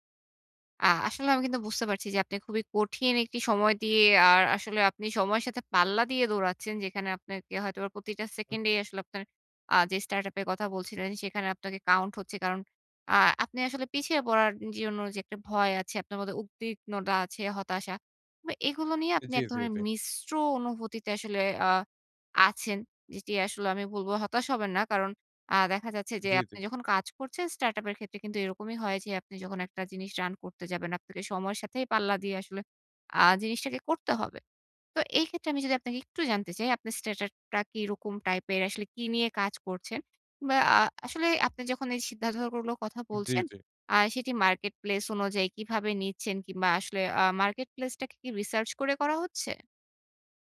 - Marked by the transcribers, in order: in English: "startup"; in English: "count"; in English: "startup"; in English: "run"; in English: "startup"; in English: "marketplace"; in English: "marketplace"; in English: "research"
- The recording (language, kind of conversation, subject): Bengali, advice, স্টার্টআপে দ্রুত সিদ্ধান্ত নিতে গিয়ে আপনি কী ধরনের চাপ ও দ্বিধা অনুভব করেন?